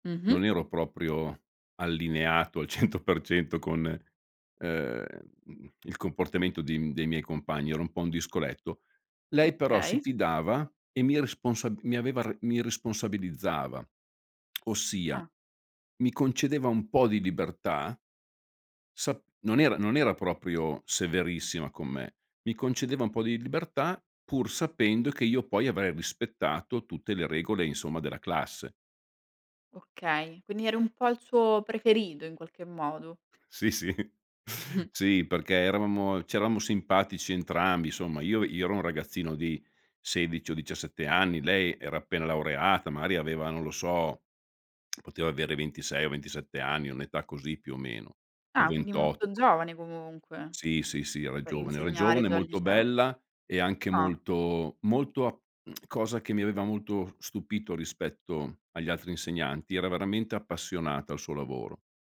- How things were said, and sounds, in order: laughing while speaking: "cento per cento"; tsk; laughing while speaking: "Sì, sì"; chuckle; "insomma" said as "isomma"; tsk; tsk
- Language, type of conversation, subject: Italian, podcast, Quale insegnante ti ha segnato di più e perché?